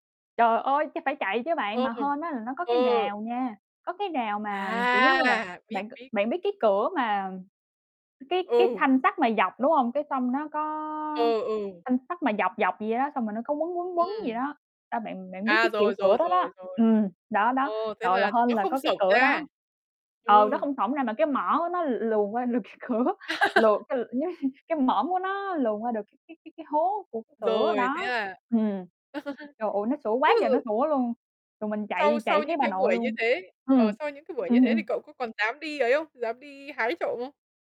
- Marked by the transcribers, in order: laugh; laughing while speaking: "lược cái cửa"; laugh; laugh
- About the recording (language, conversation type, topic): Vietnamese, unstructured, Kỷ niệm nào khiến bạn cười nhiều nhất mỗi khi nghĩ lại?
- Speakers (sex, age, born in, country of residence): female, 20-24, Vietnam, Vietnam; female, 25-29, Vietnam, United States